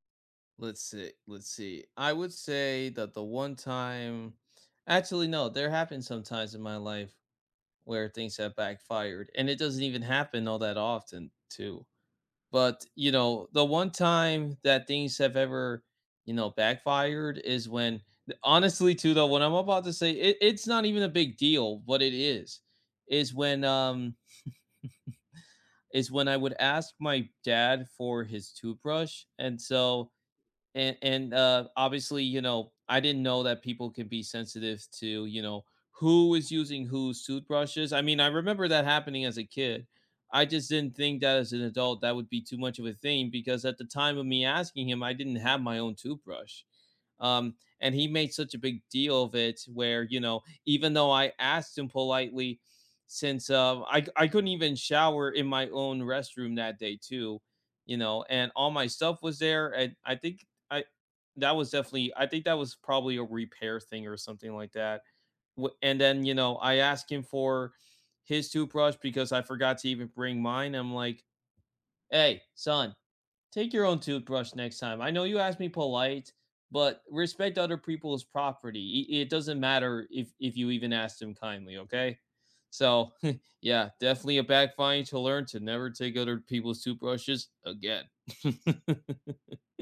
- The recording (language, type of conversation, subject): English, unstructured, How do you navigate conflict without losing kindness?
- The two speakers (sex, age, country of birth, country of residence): female, 25-29, United States, United States; male, 20-24, United States, United States
- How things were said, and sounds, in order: chuckle; chuckle; laugh